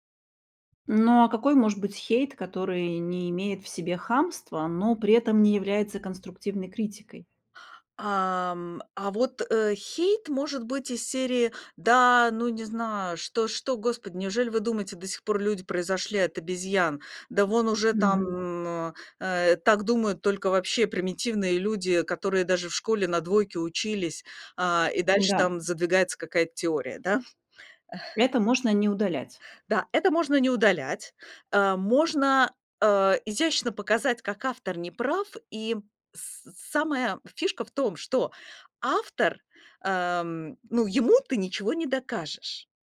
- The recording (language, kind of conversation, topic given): Russian, podcast, Как вы реагируете на критику в социальных сетях?
- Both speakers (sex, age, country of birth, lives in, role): female, 40-44, Russia, Hungary, host; female, 45-49, Russia, Spain, guest
- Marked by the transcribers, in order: other background noise; chuckle